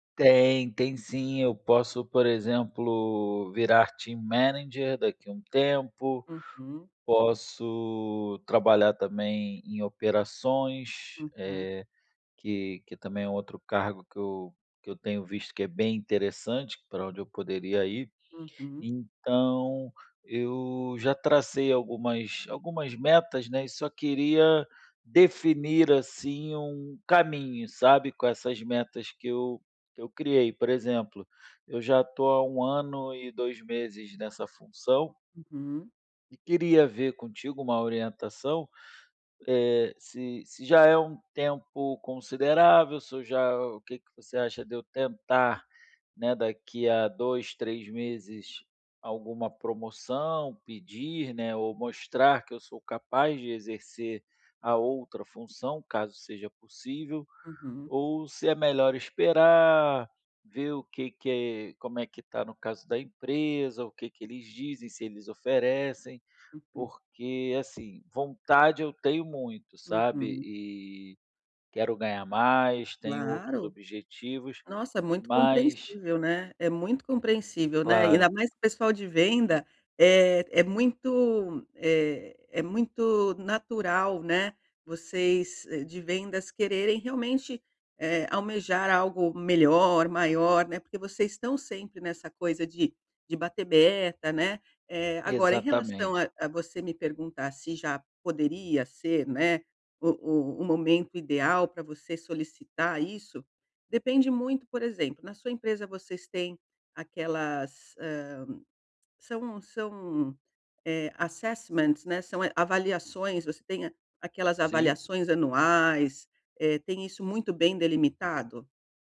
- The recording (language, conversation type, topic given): Portuguese, advice, Como posso definir metas de carreira claras e alcançáveis?
- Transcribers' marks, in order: in English: "team manager"; tapping; in English: "assessments"